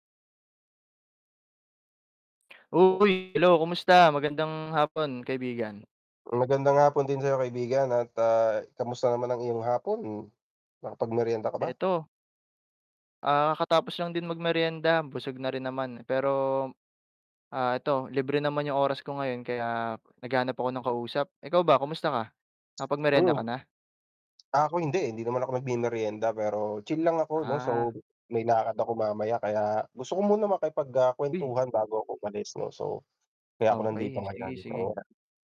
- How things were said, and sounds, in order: distorted speech; drawn out: "pero"; static; tapping; unintelligible speech
- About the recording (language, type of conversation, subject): Filipino, unstructured, Ano ang pakiramdam mo kapag nakakarating ka sa bagong lugar?